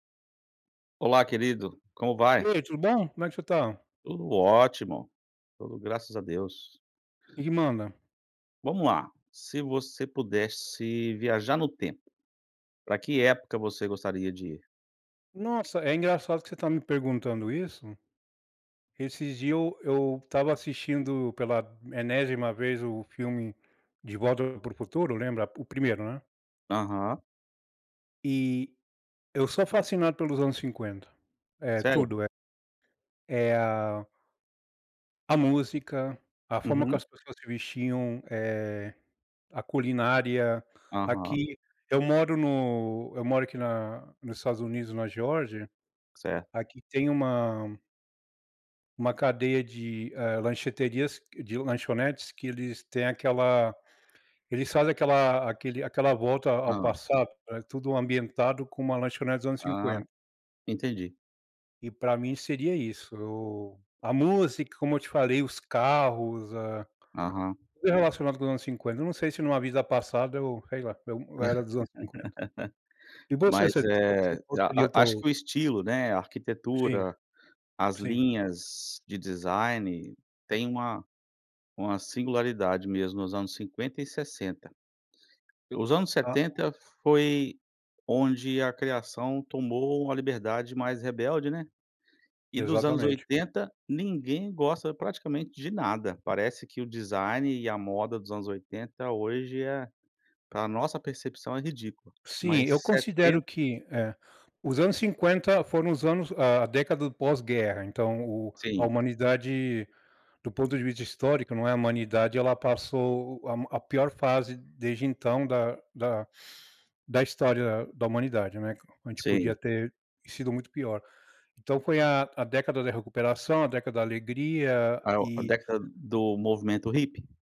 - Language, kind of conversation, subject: Portuguese, unstructured, Se você pudesse viajar no tempo, para que época iria?
- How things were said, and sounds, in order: tapping; laugh